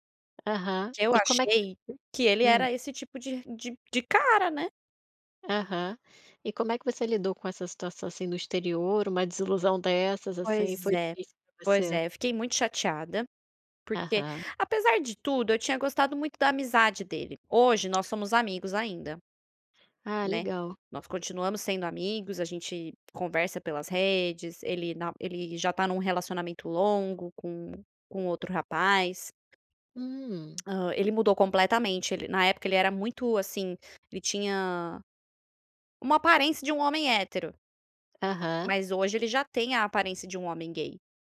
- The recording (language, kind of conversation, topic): Portuguese, podcast, Qual foi uma experiência de adaptação cultural que marcou você?
- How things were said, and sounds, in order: unintelligible speech; other background noise; tapping